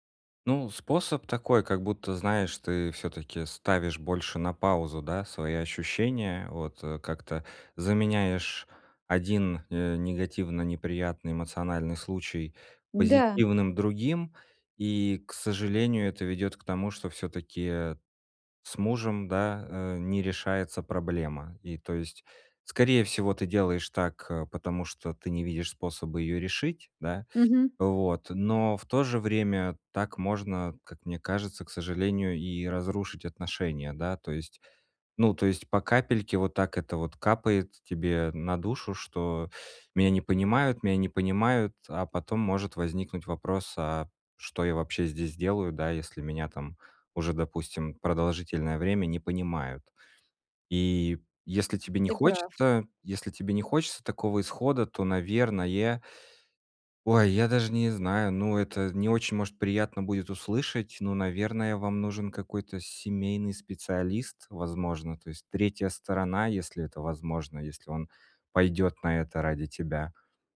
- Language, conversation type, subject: Russian, advice, Как мне контролировать импульсивные покупки и эмоциональные траты?
- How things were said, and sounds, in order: other background noise